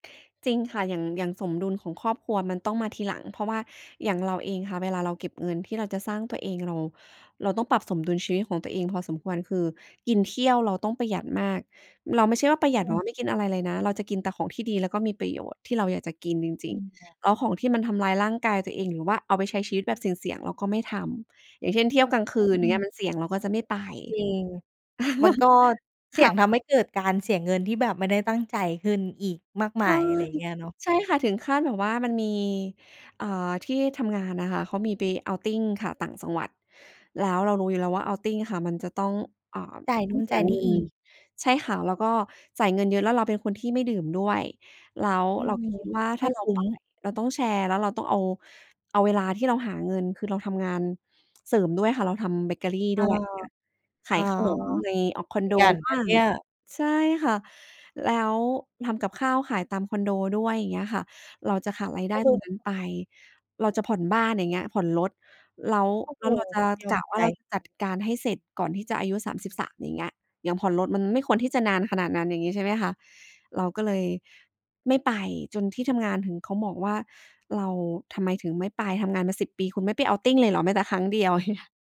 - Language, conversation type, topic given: Thai, podcast, คุณมีวิธีหาความสมดุลระหว่างงานกับครอบครัวอย่างไร?
- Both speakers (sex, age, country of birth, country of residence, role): female, 30-34, Thailand, Thailand, host; female, 35-39, Thailand, Thailand, guest
- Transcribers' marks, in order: chuckle; other background noise; unintelligible speech; laughing while speaking: "เงี้ย"